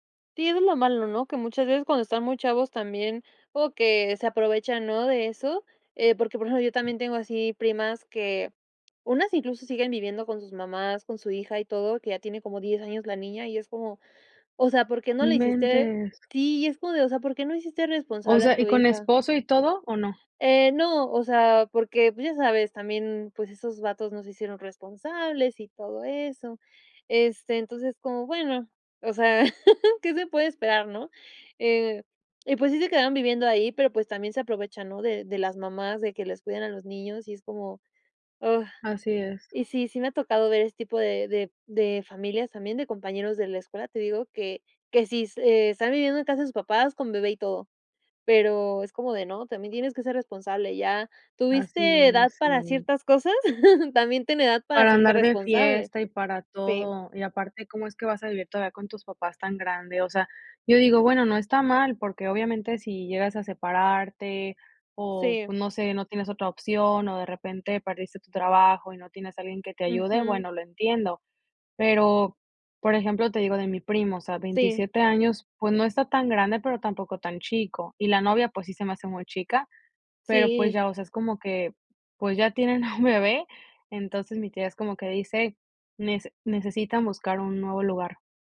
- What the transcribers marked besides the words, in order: laugh; chuckle; chuckle
- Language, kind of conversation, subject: Spanish, podcast, ¿A qué cosas te costó más acostumbrarte cuando vivías fuera de casa?